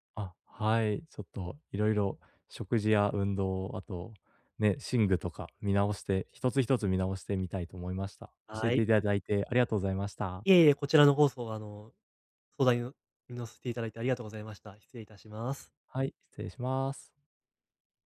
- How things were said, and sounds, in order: none
- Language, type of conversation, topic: Japanese, advice, 毎日のエネルギー低下が疲れなのか燃え尽きなのか、どのように見分ければよいですか？